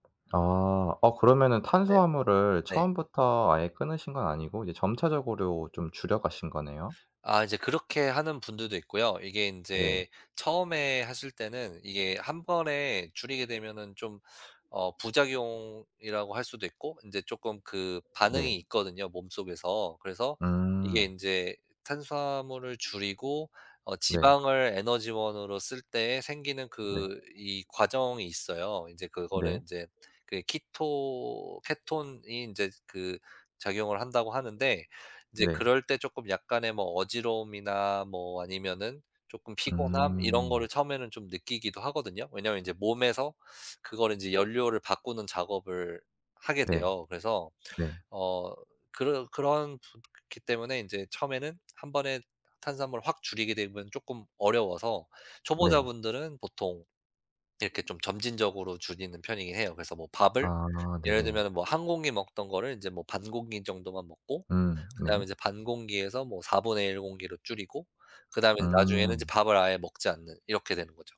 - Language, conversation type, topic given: Korean, podcast, 식단을 꾸준히 지키는 비결은 무엇인가요?
- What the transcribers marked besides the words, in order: tapping; other background noise